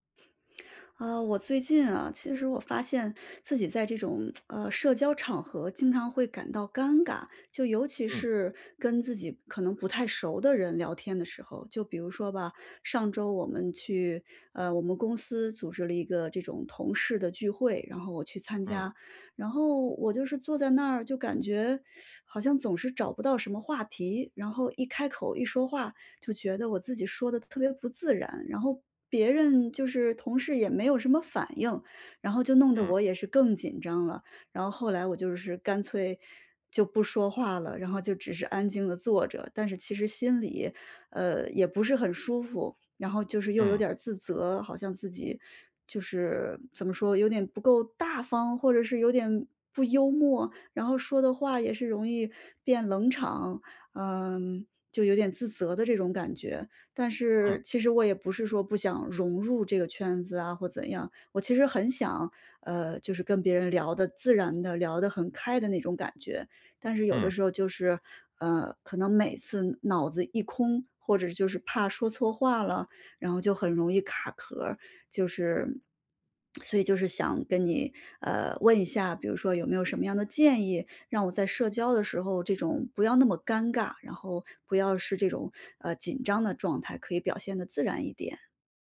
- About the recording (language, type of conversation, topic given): Chinese, advice, 我怎样才能在社交中不那么尴尬并增加互动？
- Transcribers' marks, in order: tsk; teeth sucking; other noise